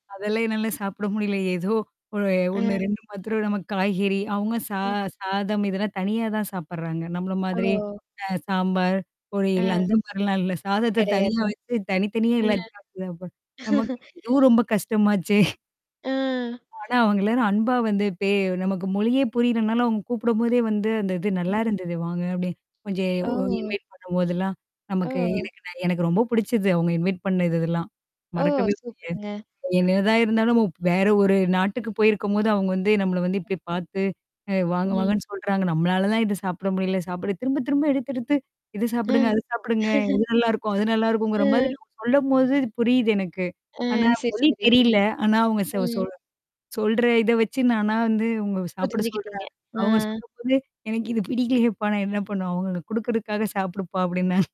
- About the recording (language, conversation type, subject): Tamil, podcast, பயணத்தில் மொழி புரியாமல் சிக்கிய அனுபவத்தைப் பகிர முடியுமா?
- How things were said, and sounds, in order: static; other background noise; distorted speech; laugh; chuckle; mechanical hum; in English: "இன்வைட்"; in English: "இன்வைட்"; tapping; laugh; chuckle